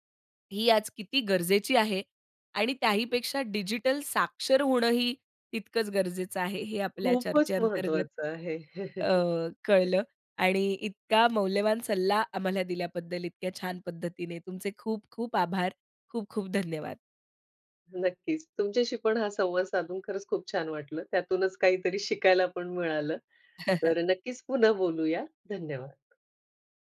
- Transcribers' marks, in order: chuckle; chuckle
- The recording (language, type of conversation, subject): Marathi, podcast, डिजिटल सुरक्षा आणि गोपनीयतेबद्दल तुम्ही किती जागरूक आहात?